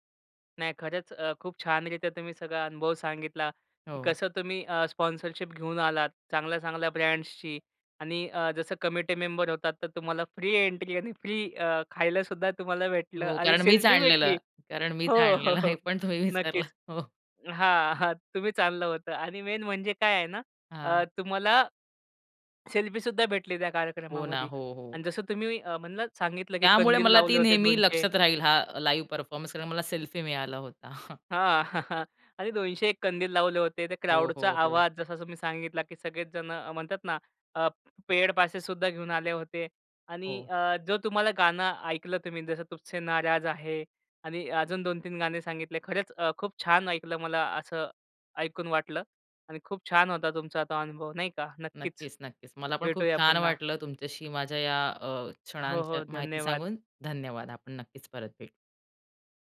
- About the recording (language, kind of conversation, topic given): Marathi, podcast, तुम्हाला कोणती थेट सादरीकरणाची आठवण नेहमी लक्षात राहिली आहे?
- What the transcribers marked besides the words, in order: in English: "स्पॉन्सरशिप"; horn; in English: "कमिटी"; laughing while speaking: "हे पण तुम्ही विसरलात"; in English: "लाईव्ह परफॉर्मन्स"; anticipating: "हां, आणि दोनशे एक कंदील … नक्कीच, भेटूया पुन्हा"; chuckle